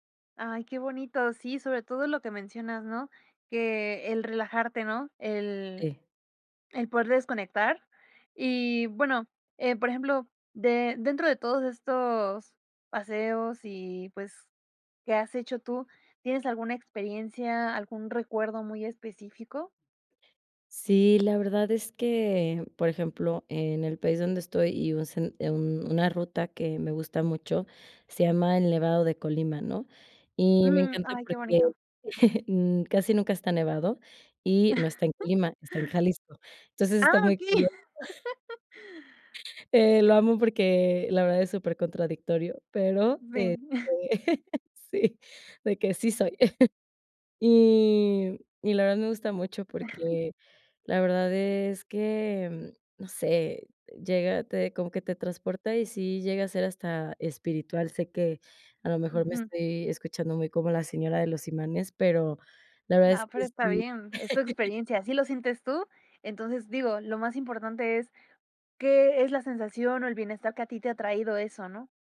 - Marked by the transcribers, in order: chuckle; chuckle; chuckle; laugh; chuckle; laugh; chuckle; chuckle; laugh
- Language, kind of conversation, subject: Spanish, podcast, ¿Qué es lo que más disfrutas de tus paseos al aire libre?